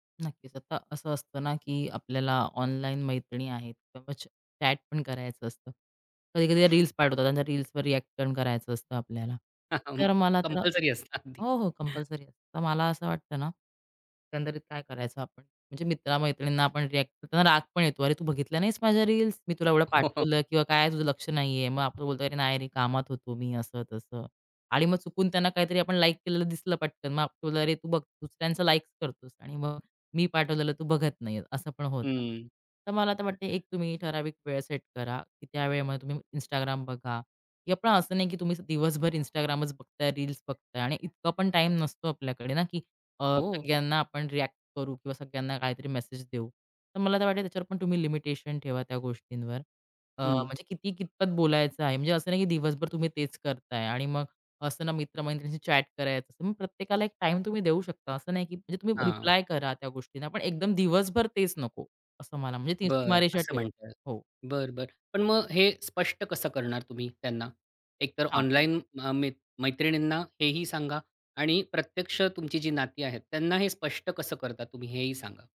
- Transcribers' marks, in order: other background noise; tapping; in English: "चॅट"; chuckle; laughing while speaking: "हो"; unintelligible speech; in English: "लिमिटेशन"; in English: "चॅट"
- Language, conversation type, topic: Marathi, podcast, ऑनलाइन आणि प्रत्यक्ष आयुष्यातील सीमारेषा ठरवाव्यात का, आणि त्या का व कशा ठरवाव्यात?